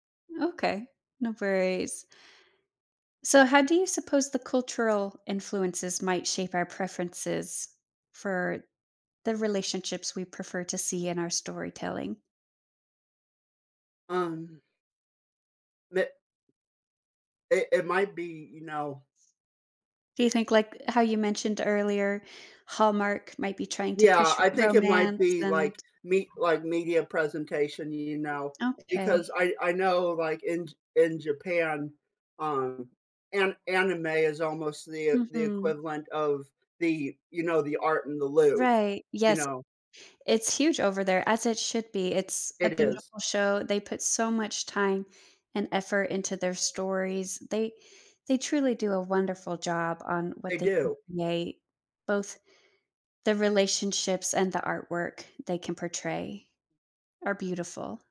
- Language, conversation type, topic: English, unstructured, What draws people to stories about romance compared to those about friendship?
- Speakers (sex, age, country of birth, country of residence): female, 30-34, United States, United States; male, 30-34, United States, United States
- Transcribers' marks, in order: other background noise